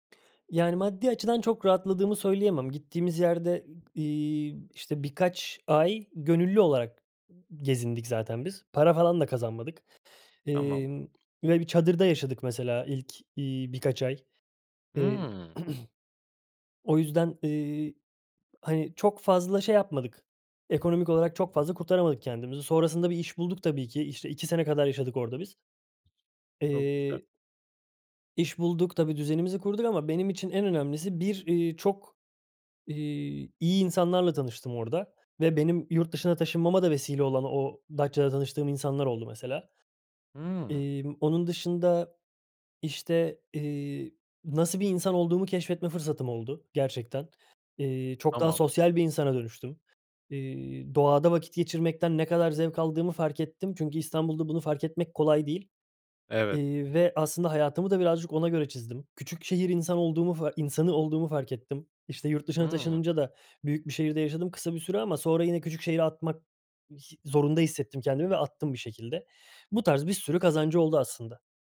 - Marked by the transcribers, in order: throat clearing; other background noise
- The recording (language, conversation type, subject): Turkish, podcast, Bir seyahat, hayatınızdaki bir kararı değiştirmenize neden oldu mu?